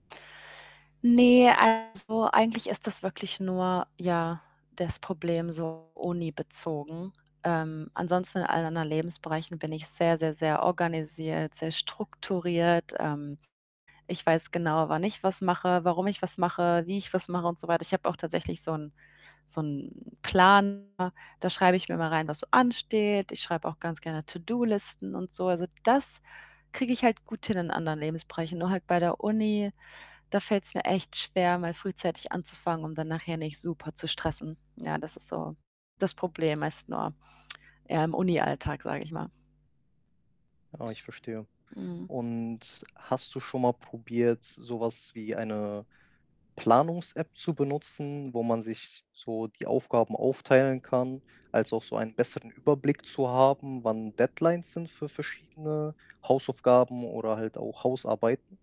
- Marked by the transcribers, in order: mechanical hum; distorted speech; static; other noise
- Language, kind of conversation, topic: German, advice, Wie kann ich weniger aufschieben und meine Aufgaben besser priorisieren?